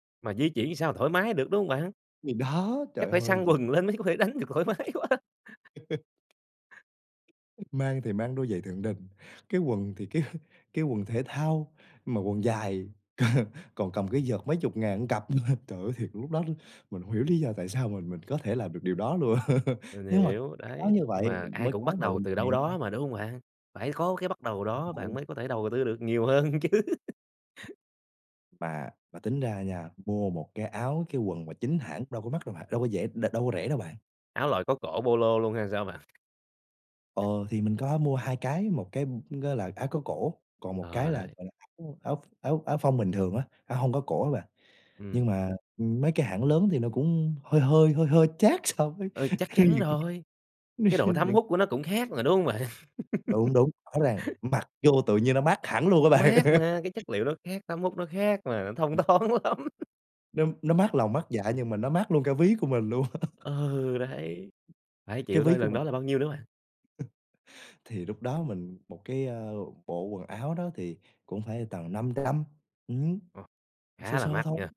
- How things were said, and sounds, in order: laughing while speaking: "lên mới có thể đánh được thoải mái quá!"; other background noise; laugh; laughing while speaking: "cái"; laughing while speaking: "còn"; tapping; "một" said as "ưn"; laughing while speaking: "nữa"; laugh; unintelligible speech; laughing while speaking: "chứ"; "là" said as "ừn"; laughing while speaking: "bạn?"; laughing while speaking: "so với khi những cái"; chuckle; laughing while speaking: "bạn?"; laugh; laughing while speaking: "bạn"; laugh; laughing while speaking: "thông thoáng lắm"; laugh; chuckle
- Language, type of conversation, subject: Vietnamese, podcast, Bạn có sở thích nào khiến thời gian trôi thật nhanh không?